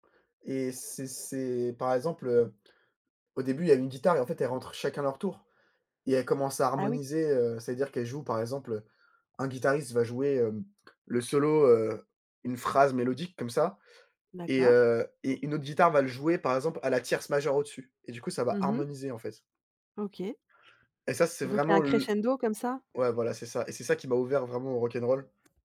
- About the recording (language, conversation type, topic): French, podcast, Quel morceau te donne à coup sûr la chair de poule ?
- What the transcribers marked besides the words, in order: tapping